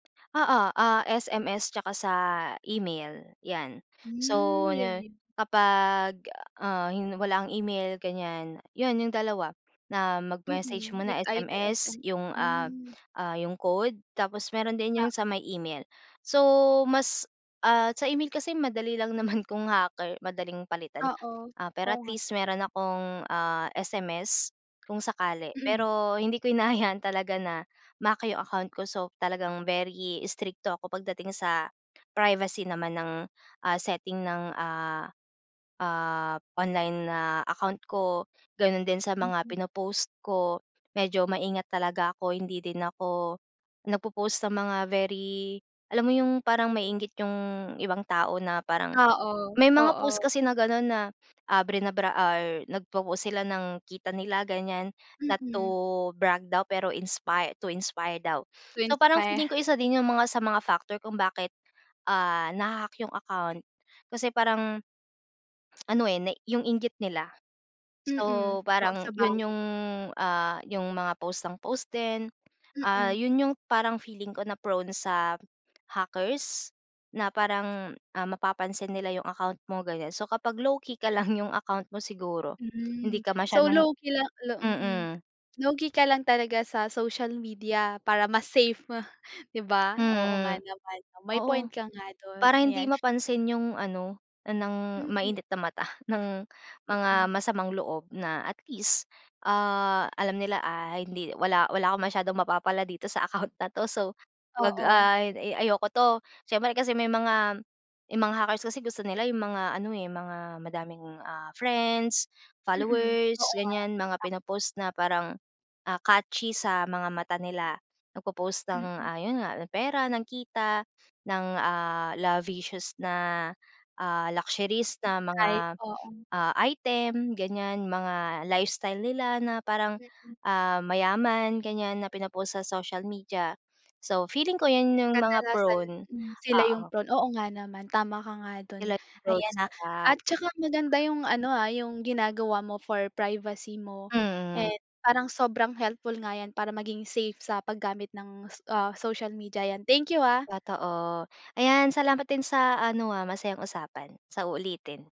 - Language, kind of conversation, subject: Filipino, podcast, Paano ka nagtatakda ng mga setting sa pagkapribado sa mga platapormang panlipunan?
- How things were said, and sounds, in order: chuckle; tapping; chuckle; in English: "not to brag"; lip smack; in English: "prone sa hackers"; chuckle; chuckle; in English: "hackers"; in English: "catchy"; in English: "lavicious"; unintelligible speech; in English: "luxuries"